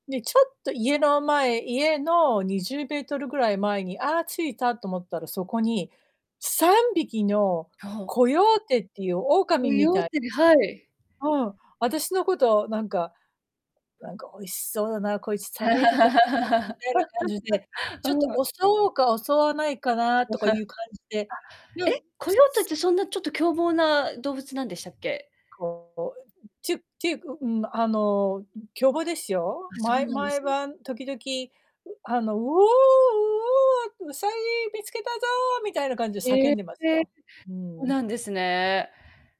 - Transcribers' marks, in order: distorted speech; laugh; other background noise; chuckle; put-on voice: "ウオー、ウオー、ウサギ見つけたぞ"
- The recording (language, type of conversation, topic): Japanese, unstructured, 毎日を前向きに過ごすために、どんなことを心がけていますか？